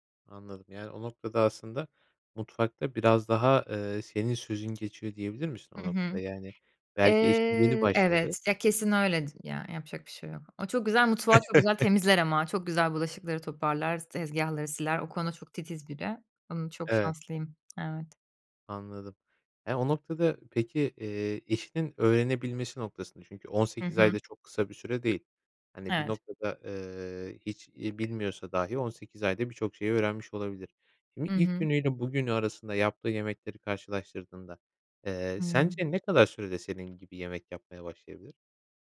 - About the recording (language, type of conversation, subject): Turkish, podcast, Evde yemek paylaşımını ve sofraya dair ritüelleri nasıl tanımlarsın?
- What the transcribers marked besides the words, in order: other background noise; tapping; chuckle